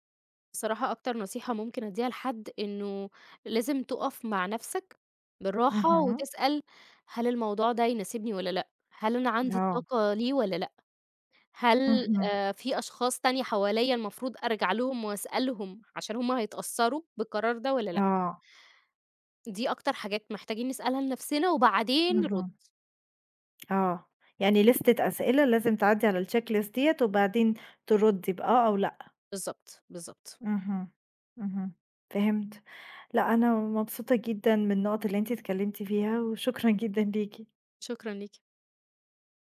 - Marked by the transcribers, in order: tapping; in English: "لِستة"; in English: "checklist"
- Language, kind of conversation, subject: Arabic, podcast, إزاي بتعرف إمتى تقول أيوه وإمتى تقول لأ؟